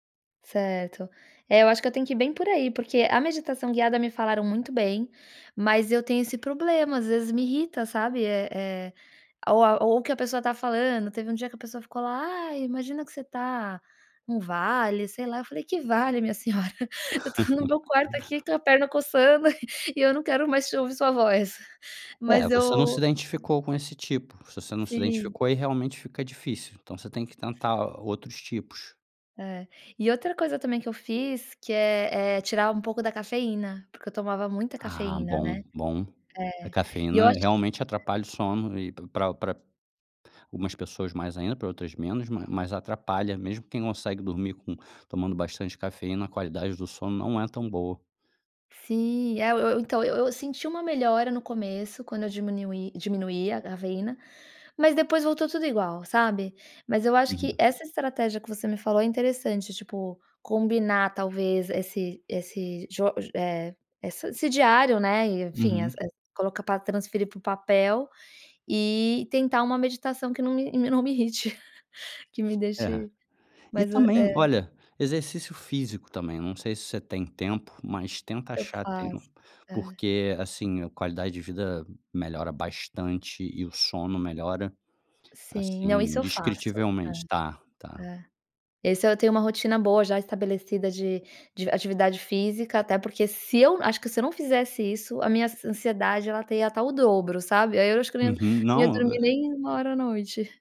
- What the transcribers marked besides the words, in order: laugh; laugh; unintelligible speech; unintelligible speech; "diminuí" said as "diminhuí"; other background noise; laugh; "dobro" said as "drobro"
- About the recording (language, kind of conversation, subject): Portuguese, advice, Como lidar com o estresse ou a ansiedade à noite que me deixa acordado até tarde?